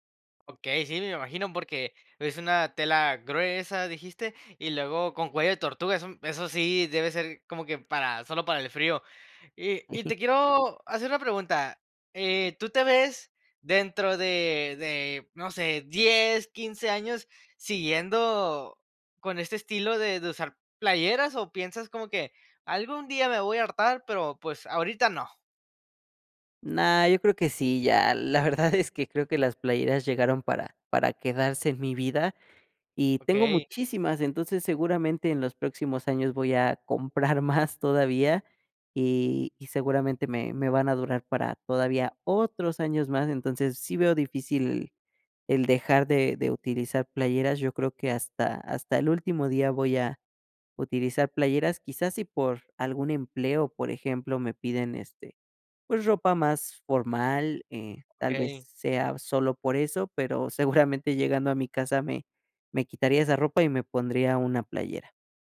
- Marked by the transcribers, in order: laughing while speaking: "la verdad"
- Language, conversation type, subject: Spanish, podcast, ¿Qué prenda te define mejor y por qué?